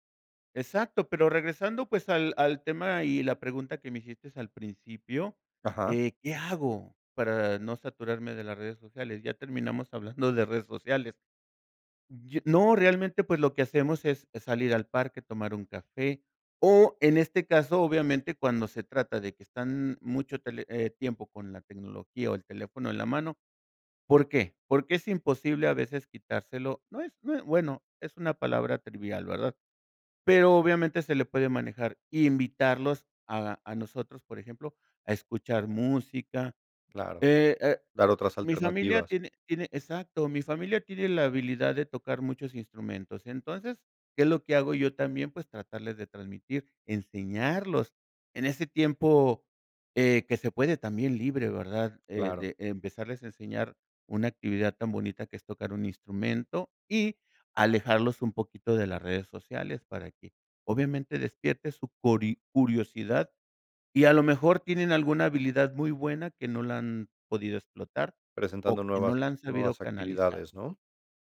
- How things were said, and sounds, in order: "hiciste" said as "hicistes"
- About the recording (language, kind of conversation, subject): Spanish, podcast, ¿Qué haces cuando te sientes saturado por las redes sociales?